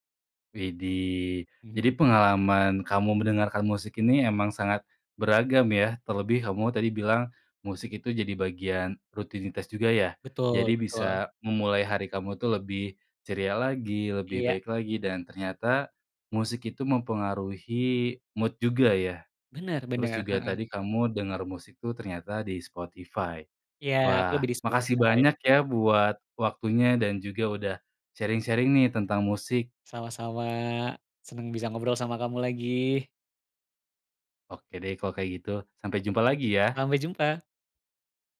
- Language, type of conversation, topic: Indonesian, podcast, Bagaimana musik memengaruhi suasana hatimu sehari-hari?
- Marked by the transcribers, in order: in English: "mood"; in English: "sharing-sharing"